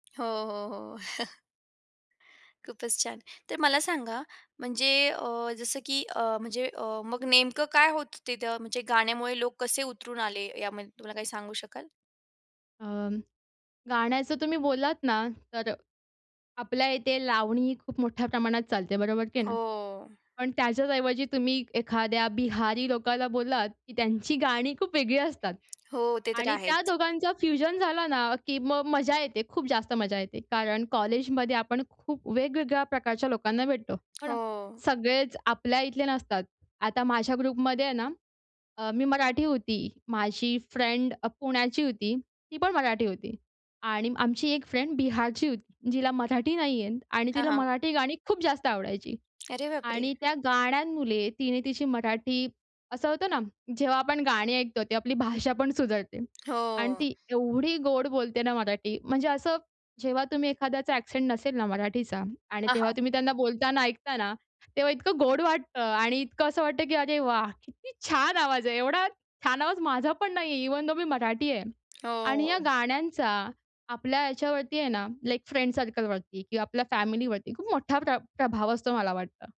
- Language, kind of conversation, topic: Marathi, podcast, गाणं, अन्न किंवा सणांमुळे नाती कशी घट्ट होतात, सांगशील का?
- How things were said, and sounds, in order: tapping; chuckle; in English: "फ्युजन"; in English: "ग्रुपमध्ये"; in English: "फ्रेंड"; in English: "फ्रेंड"; surprised: "अरे बापरे!"; in English: "एक्सेंट"; joyful: "अरे वाह! किती छान आवाज … पण नाही आहे"; in English: "इव्हन दो"; in English: "लाइक फ्रेंड सर्कलवरती"; in English: "फॅमिलीवरती"